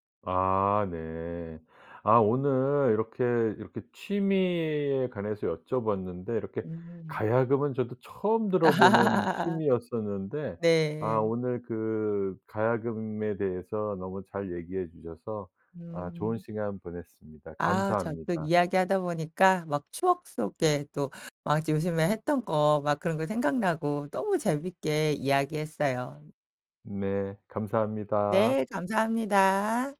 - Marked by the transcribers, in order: laugh
- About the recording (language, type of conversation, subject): Korean, podcast, 요즘 푹 빠져 있는 취미가 무엇인가요?
- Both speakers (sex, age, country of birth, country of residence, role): female, 45-49, South Korea, France, guest; male, 55-59, South Korea, United States, host